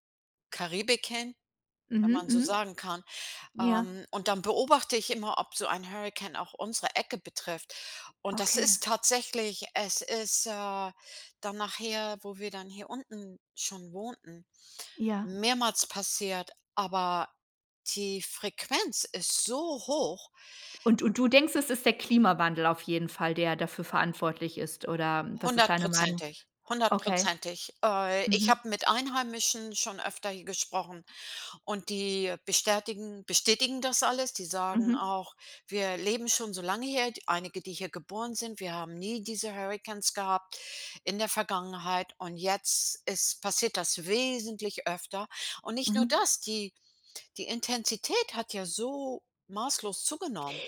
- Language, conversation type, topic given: German, podcast, Wie bemerkst du den Klimawandel im Alltag?
- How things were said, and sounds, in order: stressed: "so hoch"; other background noise; stressed: "wesentlich"